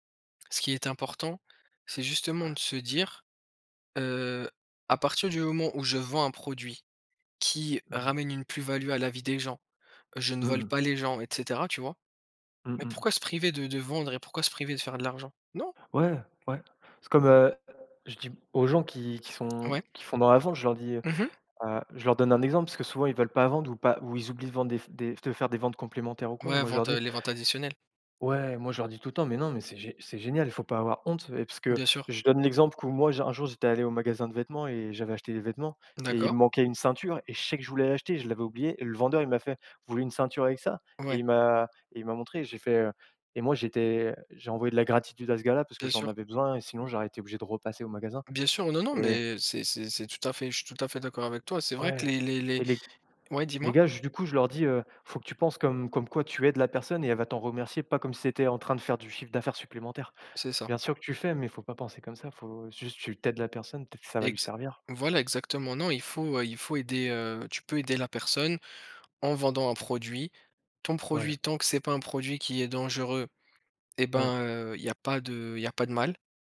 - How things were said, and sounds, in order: other background noise
- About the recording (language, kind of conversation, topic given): French, unstructured, Que feriez-vous si vous pouviez vivre une journée entière sans aucune contrainte de temps ?